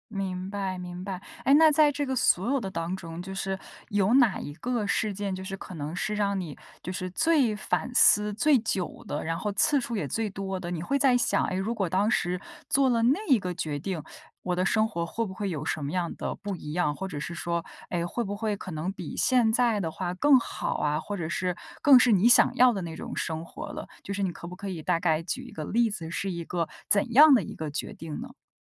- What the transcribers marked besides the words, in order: teeth sucking
- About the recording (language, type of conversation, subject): Chinese, podcast, 你最想给年轻时的自己什么建议？